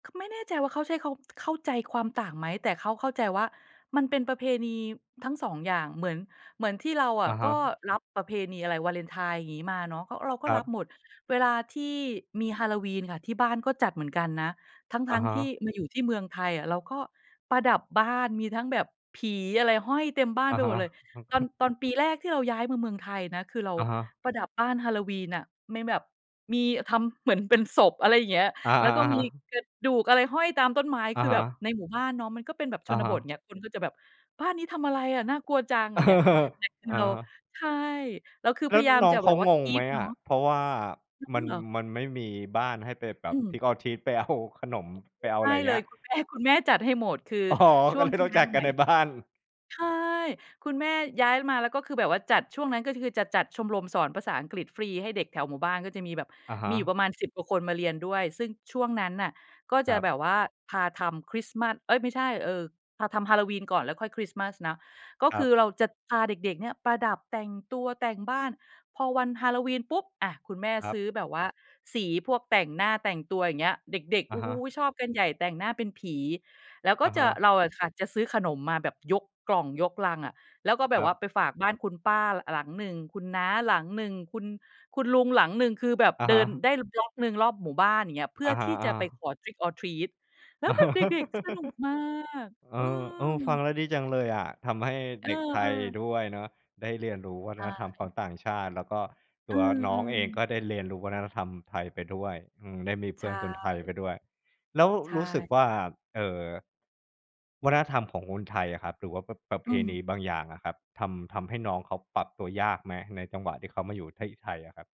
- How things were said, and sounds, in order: chuckle; chuckle; in English: "keep"; in English: "trick or treat"; laughing while speaking: "ไปเอาขนม"; laughing while speaking: "คุณแม่"; laughing while speaking: "อ๋อ ก็เลยต้องจัดกันในบ้าน"; in English: "บล็อก"; in English: "trick or treat"; chuckle; put-on voice: "แล้วแบบเด็ก ๆ"
- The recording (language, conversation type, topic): Thai, podcast, คุณอยากให้ลูกหลานสืบทอดมรดกทางวัฒนธรรมอย่างไรบ้าง?